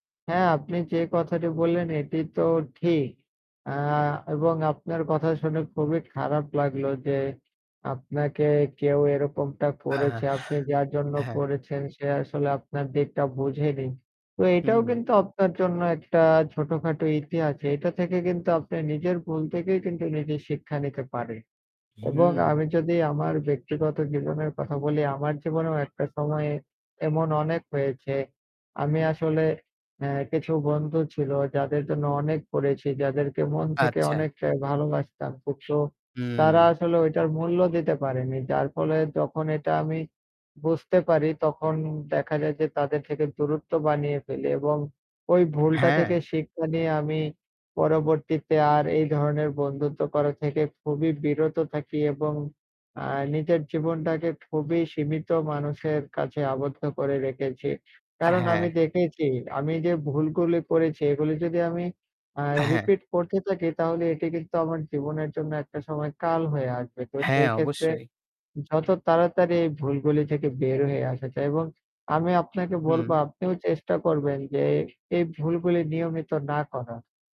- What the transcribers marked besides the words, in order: static
- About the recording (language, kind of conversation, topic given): Bengali, unstructured, আপনি কীভাবে মনে করেন, ইতিহাসের ভুলগুলো থেকে আমরা কী শিখতে পারি?